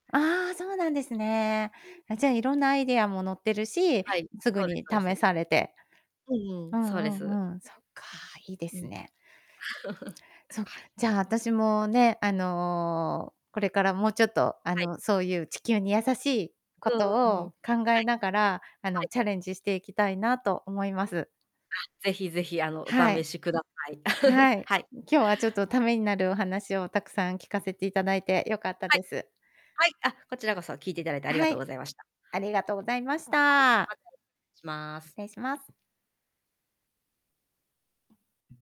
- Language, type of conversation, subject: Japanese, podcast, 普段の買い物で環境にやさしい選択は何ですか？
- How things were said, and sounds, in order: distorted speech; chuckle; laugh; tapping